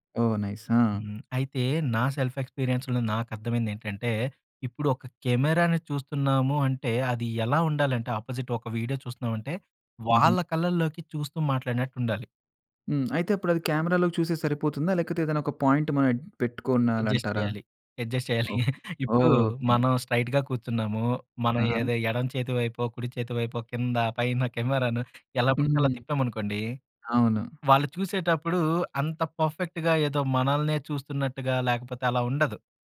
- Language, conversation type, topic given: Telugu, podcast, కెమెరా ముందు ఆత్మవిశ్వాసంగా కనిపించేందుకు సులభమైన చిట్కాలు ఏమిటి?
- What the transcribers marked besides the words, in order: in English: "నైస్"; in English: "సెల్ఫ్ ఎక్స్‌పీరియన్స్‌లో"; in English: "అపోజిట్"; tapping; in English: "పాయింట్"; in English: "అడ్జస్ట్"; in English: "అడ్జస్ట్"; chuckle; in English: "స్ట్రెయిట్‌గా"; in English: "పర్ఫెక్ట్‌గా"